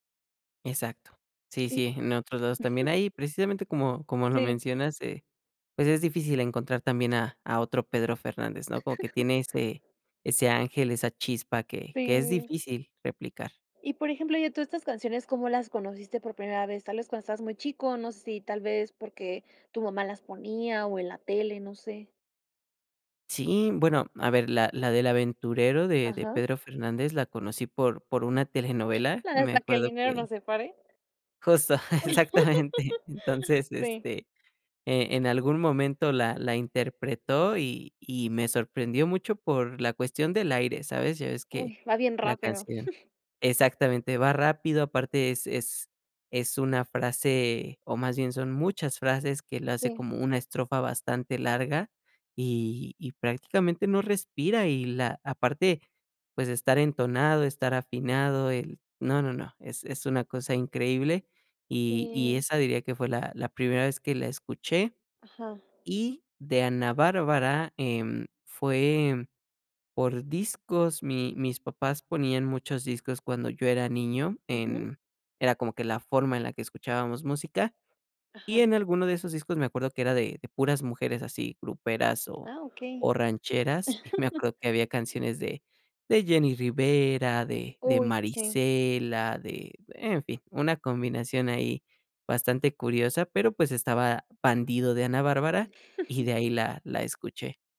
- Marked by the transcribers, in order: tapping; chuckle; laugh; other background noise; chuckle; laugh; laughing while speaking: "Exactamente"; chuckle; chuckle
- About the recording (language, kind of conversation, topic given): Spanish, podcast, ¿Qué canción en tu idioma te conecta con tus raíces?